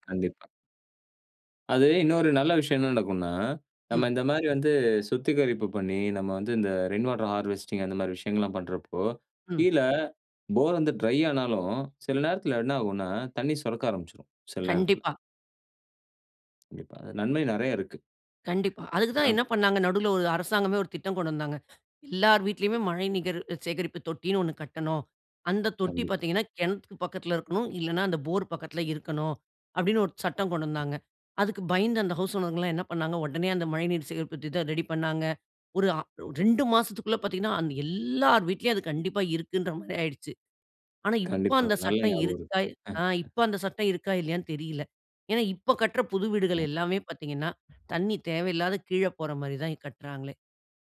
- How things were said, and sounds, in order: in English: "ரெயின் வாட்டர் ஹார்வெஸ்டிங்"; unintelligible speech; unintelligible speech; other background noise; chuckle; unintelligible speech
- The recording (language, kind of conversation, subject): Tamil, podcast, நாம் எல்லோரும் நீரை எப்படி மிச்சப்படுத்தலாம்?